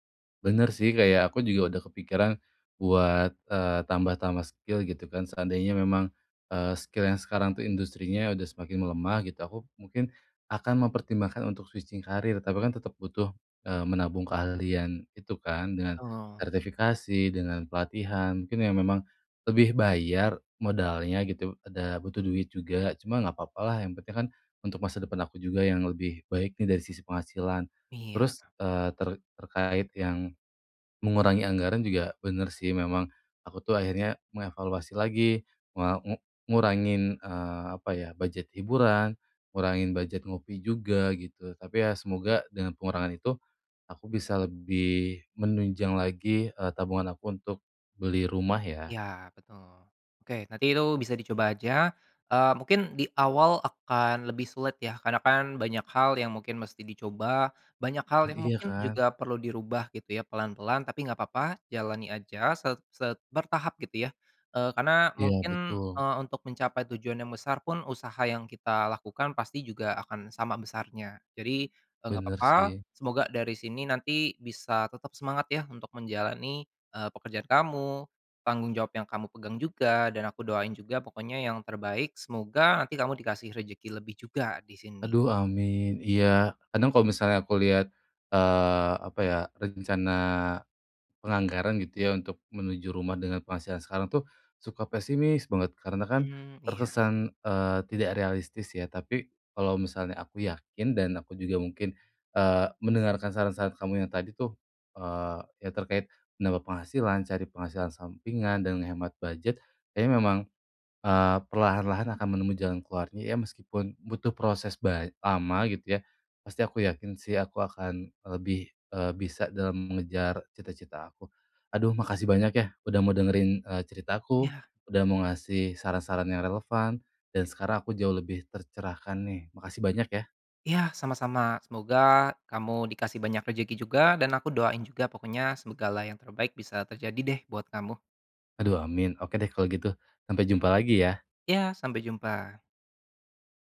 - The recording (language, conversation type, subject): Indonesian, advice, Bagaimana cara menyeimbangkan optimisme dan realisme tanpa mengabaikan kenyataan?
- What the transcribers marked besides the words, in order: in English: "skill"; in English: "skill"; in English: "switching"; "segala" said as "semegala"